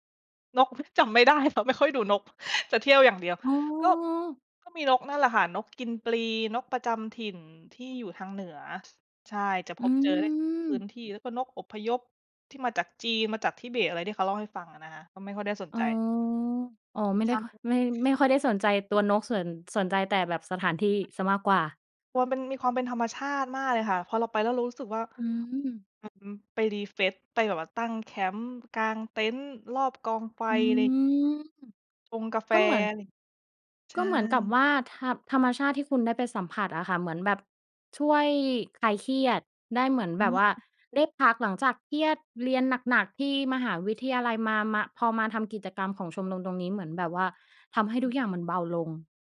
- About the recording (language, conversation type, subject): Thai, podcast, เล่าเหตุผลที่ทำให้คุณรักธรรมชาติได้ไหม?
- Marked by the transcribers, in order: other noise; laughing while speaking: "จำไม่ได้ เพราะไม่"; other background noise